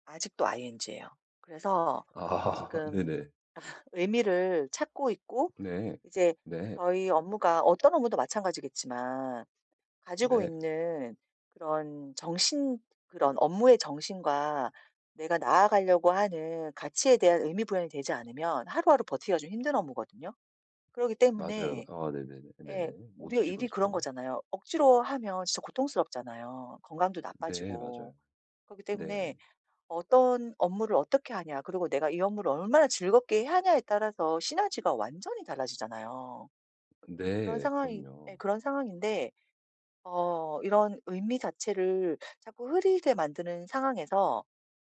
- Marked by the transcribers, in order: other background noise; laughing while speaking: "아"; exhale; laugh
- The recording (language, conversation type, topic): Korean, advice, 지금 하고 있는 일이 제 가치와 잘 맞는지 어떻게 확인할 수 있을까요?